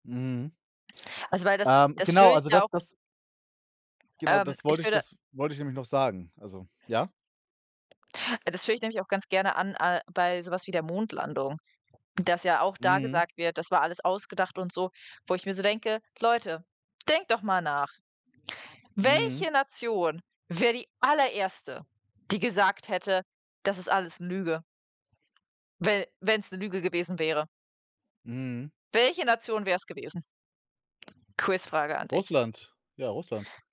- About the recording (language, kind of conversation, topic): German, unstructured, Wie groß ist der Einfluss von Macht auf die Geschichtsschreibung?
- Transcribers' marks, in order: other background noise; tapping